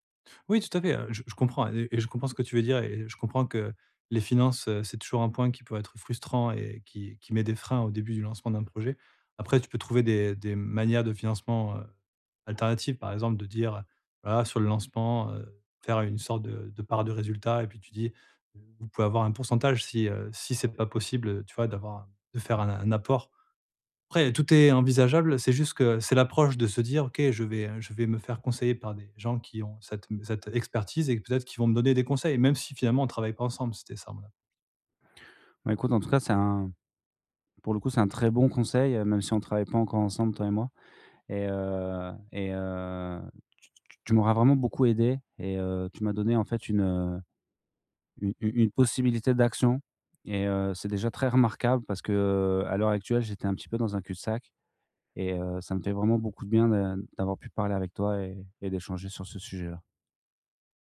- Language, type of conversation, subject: French, advice, Comment puis-je réduire mes attentes pour avancer dans mes projets créatifs ?
- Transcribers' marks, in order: other background noise; drawn out: "heu"; drawn out: "heu"